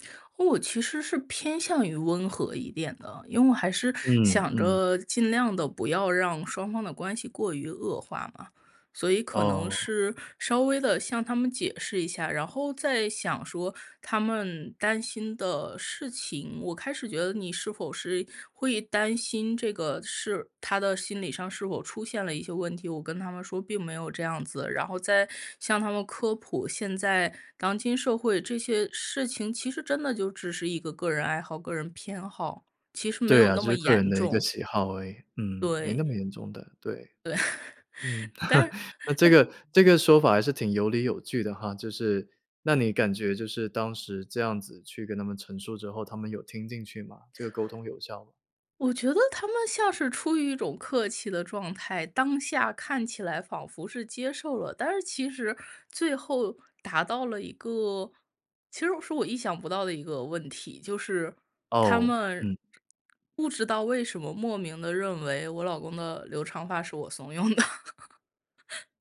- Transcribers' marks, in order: chuckle; other background noise; laughing while speaking: "的"; chuckle
- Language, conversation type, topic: Chinese, podcast, 当被家人情绪勒索时你怎么办？